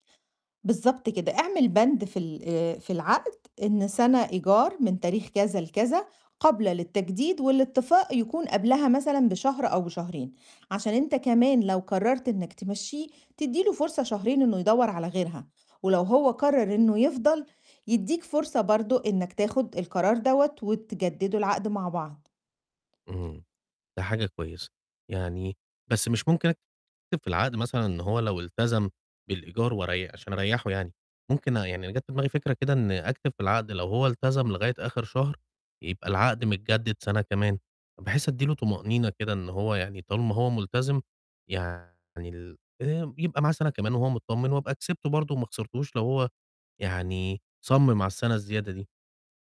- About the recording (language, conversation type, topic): Arabic, advice, إزاي بتتفاوض على شروط العقد قبل ما تمضي عليه؟
- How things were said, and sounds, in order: other background noise; distorted speech